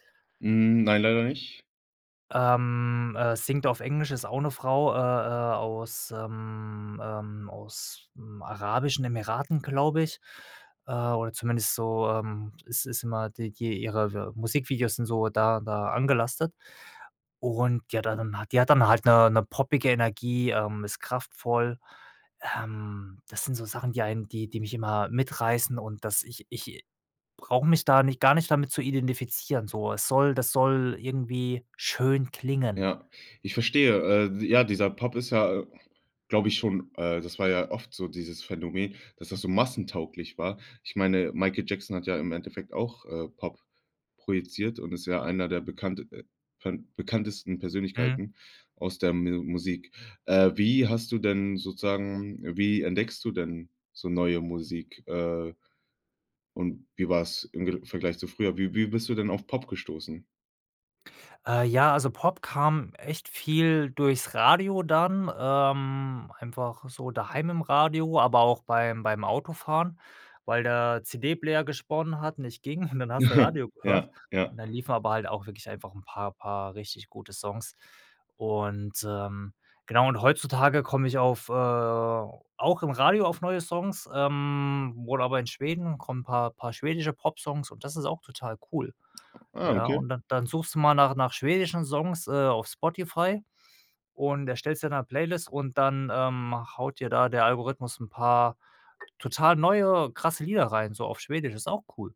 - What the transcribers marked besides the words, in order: other background noise; drawn out: "ähm"; chuckle; drawn out: "äh"; drawn out: "ähm"
- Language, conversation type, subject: German, podcast, Wie hat sich dein Musikgeschmack über die Jahre verändert?